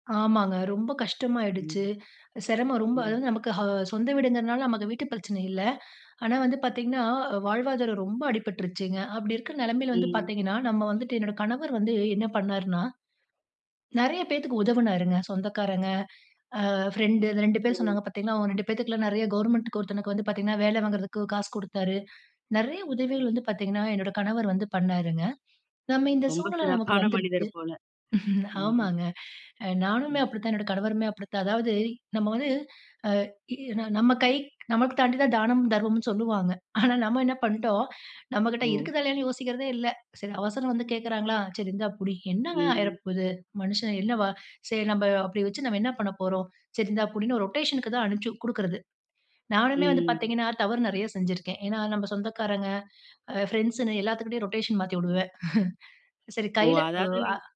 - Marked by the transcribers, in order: tapping; chuckle; other noise; in English: "ரொட்டேஷன்க்கு"; in English: "ரொட்டேஷன்"; chuckle
- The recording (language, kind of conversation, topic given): Tamil, podcast, அவசர நேரத்தில் உங்களுக்கு உதவிய ஒரு வெளிநாட்டுத் தோழர் மூலம் நீங்கள் என்ன கற்றுக்கொண்டீர்கள்?